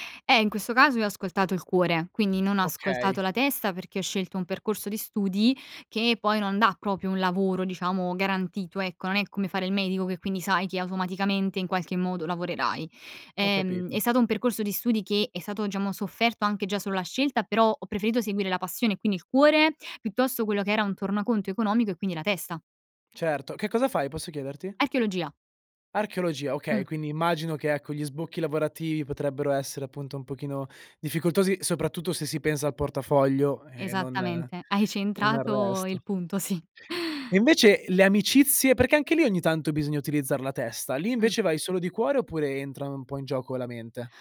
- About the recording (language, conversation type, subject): Italian, podcast, Quando è giusto seguire il cuore e quando la testa?
- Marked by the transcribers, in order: "proprio" said as "propio"; "diciamo" said as "ciamo"; laughing while speaking: "Hai"; laughing while speaking: "sì"